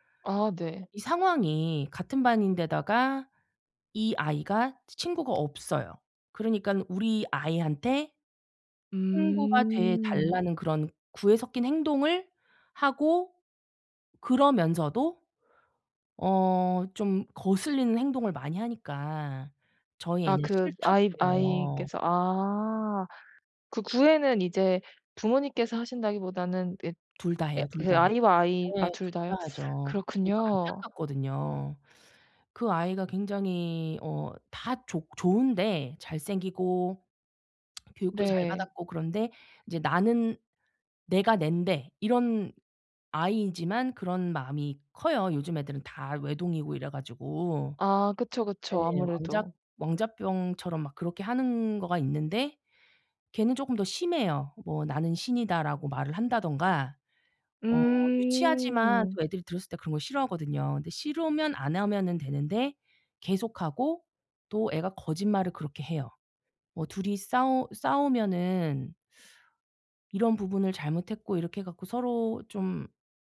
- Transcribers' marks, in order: other background noise; lip smack; teeth sucking
- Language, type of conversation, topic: Korean, advice, 상대의 감정을 고려해 상처 주지 않으면서도 건설적인 피드백을 어떻게 하면 좋을까요?